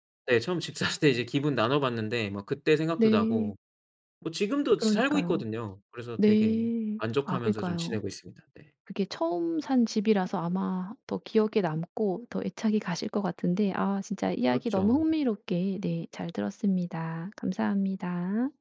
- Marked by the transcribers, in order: laughing while speaking: "샀을"; tapping; other background noise
- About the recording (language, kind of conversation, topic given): Korean, podcast, 처음 집을 샀을 때 기분이 어땠나요?